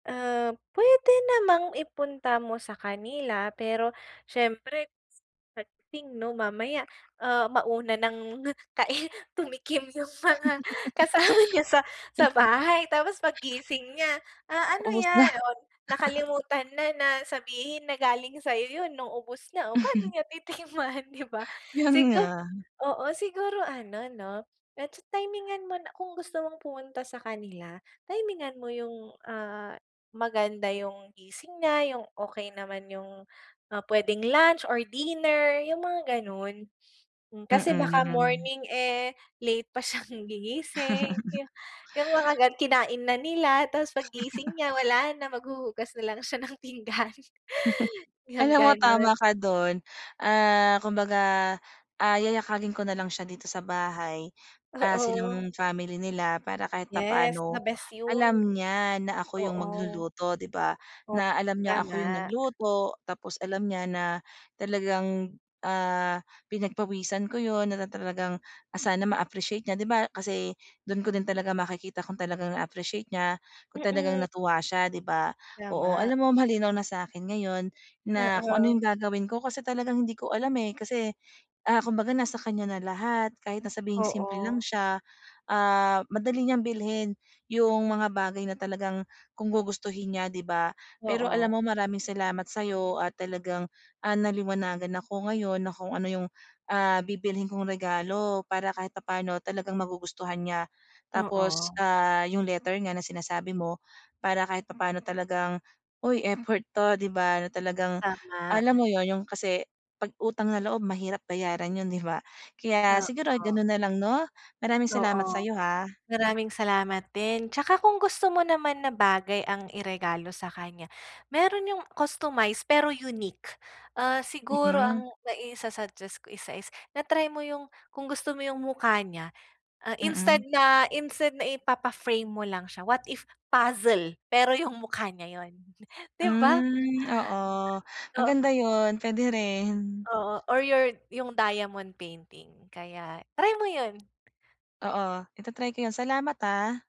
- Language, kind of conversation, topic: Filipino, advice, Paano ako makakabili ng regalong talagang magugustuhan ng taong pagbibigyan ko?
- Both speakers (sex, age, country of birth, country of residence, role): female, 20-24, Philippines, Philippines, advisor; female, 40-44, Philippines, Philippines, user
- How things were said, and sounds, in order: joyful: "tumikim yung mga kasama niya … titikman, 'di ba?"; laughing while speaking: "tumikim yung mga kasama niya sa"; laughing while speaking: "titikman"; laughing while speaking: "Yun"; sniff; laughing while speaking: "pinggan"; in English: "unique"; in English: "diamond painting"